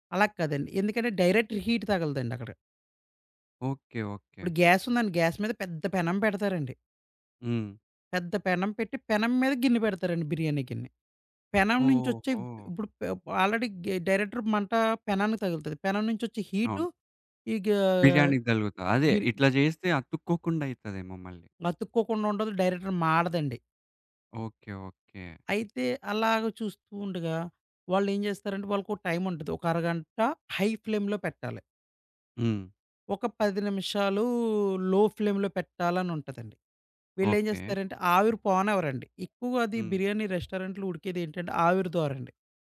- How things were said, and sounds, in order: in English: "డైరెక్ట్ హీట్"; other background noise; in English: "గ్యాస్"; in English: "గ్యాస్"; in English: "ఆల్రెడీ"; in English: "డైరెక్టర్"; in English: "డైరెక్టర్"; in English: "హై ఫ్లేమ్‌లో"; in English: "లో ఫ్లేమ్‌లో"; in English: "రెస్టారెంట్‌లో"
- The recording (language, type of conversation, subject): Telugu, podcast, సాధారణ పదార్థాలతో ఇంట్లోనే రెస్టారెంట్‌లాంటి రుచి ఎలా తీసుకురాగలరు?